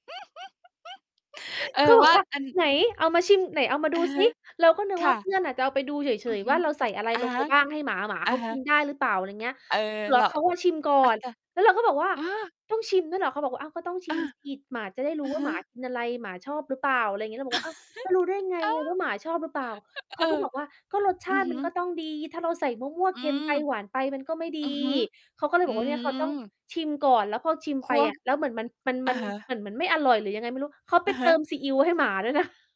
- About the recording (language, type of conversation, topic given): Thai, unstructured, คุณคิดว่าอาหารฝีมือคนในบ้านช่วยสร้างความอบอุ่นในครอบครัวได้อย่างไร?
- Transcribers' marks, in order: chuckle; other noise; distorted speech; chuckle